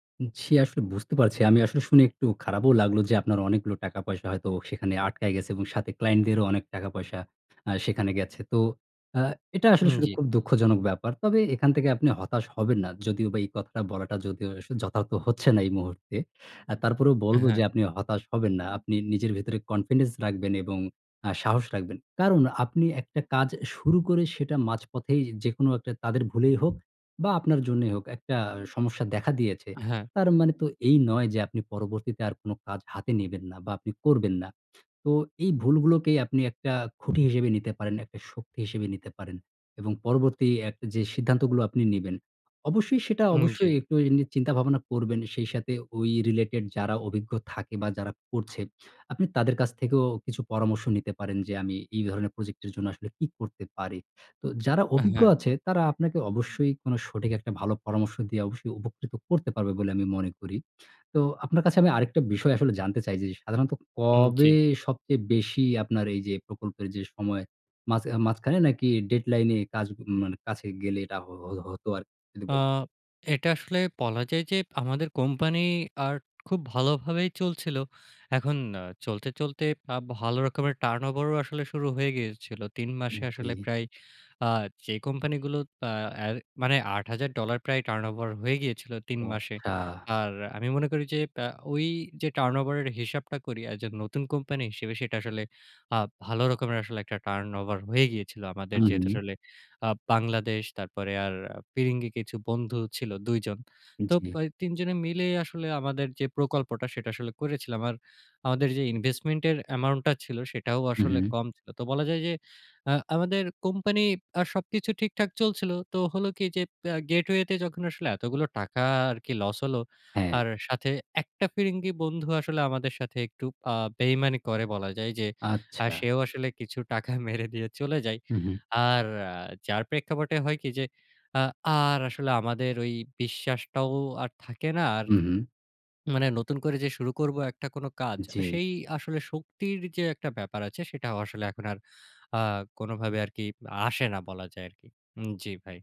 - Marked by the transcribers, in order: in English: "কনফিডেন্স"; tapping; in English: "রিলেটেড"; in English: "ডেডলাইন"; in English: "এজ এ"; in English: "ইনভেস্টমেন্ট"; in English: "অ্যামাউন্ট"; in English: "গেটওয়ে"; scoff
- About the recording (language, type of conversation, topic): Bengali, advice, আপনি বড় প্রকল্প বারবার টালতে টালতে কীভাবে শেষ পর্যন্ত অনুপ্রেরণা হারিয়ে ফেলেন?